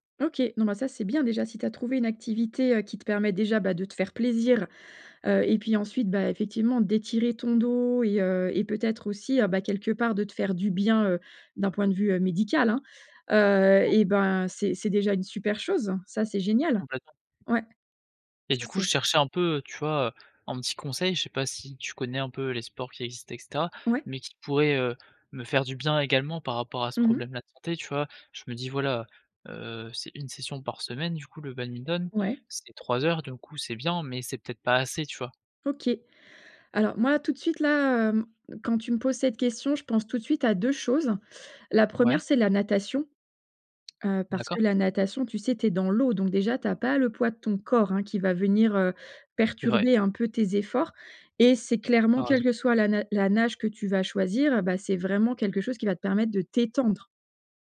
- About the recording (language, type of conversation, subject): French, advice, Quelle activité est la plus adaptée à mon problème de santé ?
- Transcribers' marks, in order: tapping; stressed: "corps"; stressed: "t'étendre"